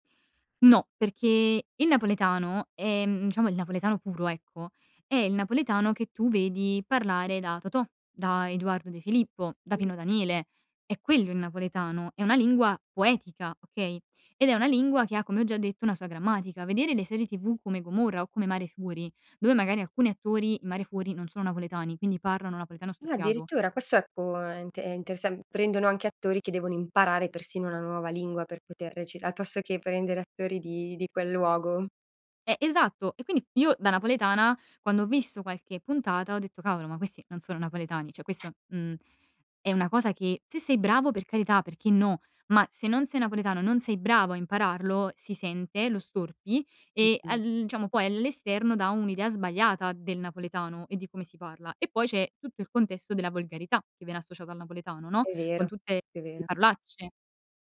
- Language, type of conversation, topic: Italian, podcast, Come ti ha influenzato la lingua che parli a casa?
- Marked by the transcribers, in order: other background noise; tapping